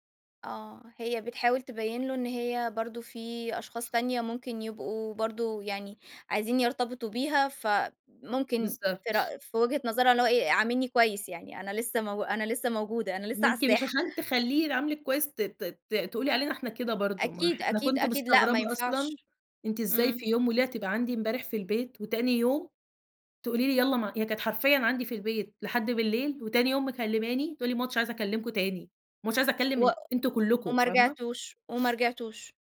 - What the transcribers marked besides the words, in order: none
- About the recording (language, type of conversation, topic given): Arabic, podcast, احكيلي عن قصة صداقة عمرك ما هتنساها؟